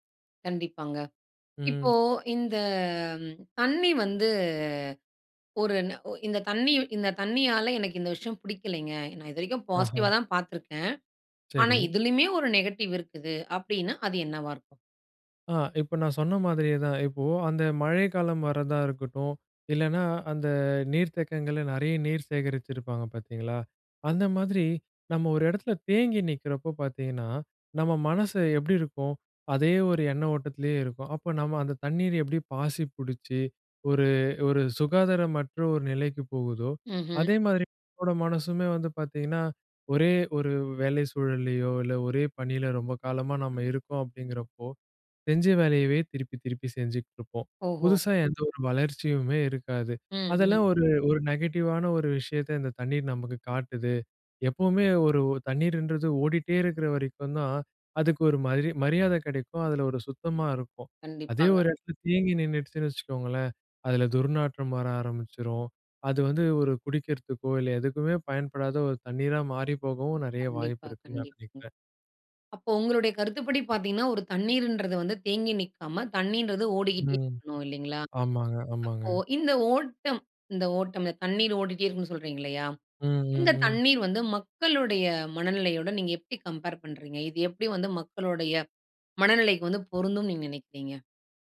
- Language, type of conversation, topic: Tamil, podcast, தண்ணீர் அருகே அமர்ந்திருப்பது மனஅமைதிக்கு எப்படி உதவுகிறது?
- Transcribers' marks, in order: other noise